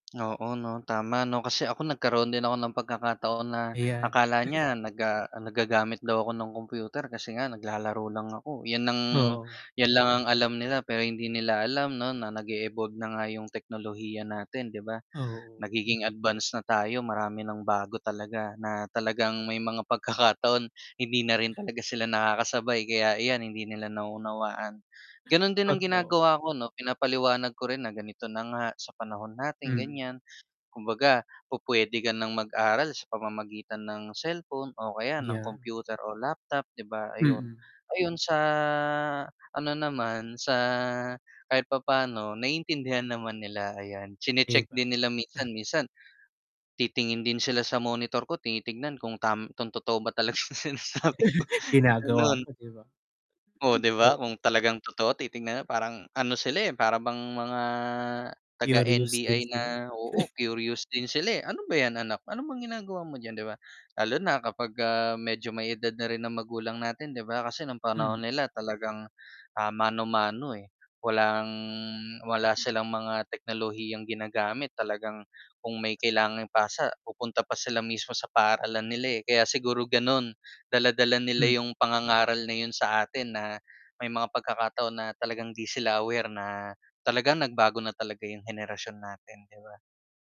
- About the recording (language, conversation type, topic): Filipino, unstructured, Paano mo hinaharap ang mga alitan sa pamilya?
- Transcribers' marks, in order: tapping; static; chuckle; mechanical hum; distorted speech; laughing while speaking: "totoo ba talaga yung sinasabi ko, ganun"; chuckle; chuckle; chuckle